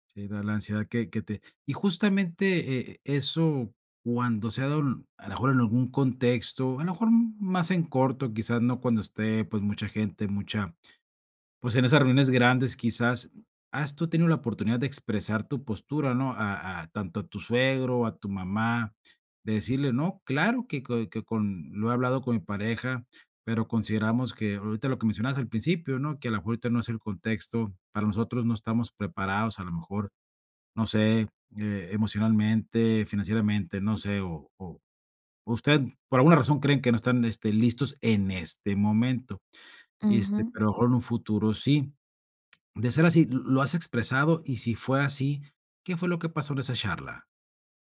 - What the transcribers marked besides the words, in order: other background noise
- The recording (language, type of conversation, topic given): Spanish, advice, ¿Cómo puedo manejar la presión de otras personas para tener hijos o justificar que no los quiero?